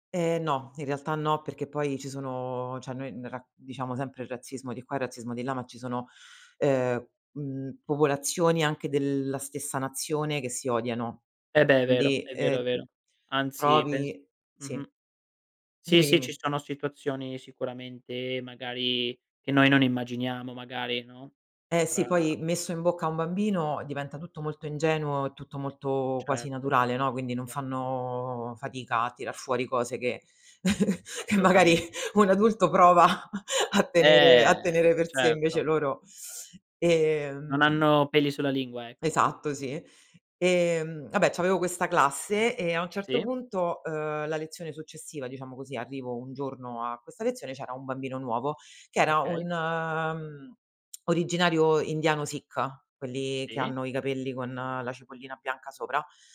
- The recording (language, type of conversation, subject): Italian, podcast, Come si può favorire l’inclusione dei nuovi arrivati?
- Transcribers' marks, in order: "cioè" said as "ceh"; "Quindi" said as "ndi"; chuckle; laughing while speaking: "che magari"; drawn out: "Eh"; chuckle; inhale; tsk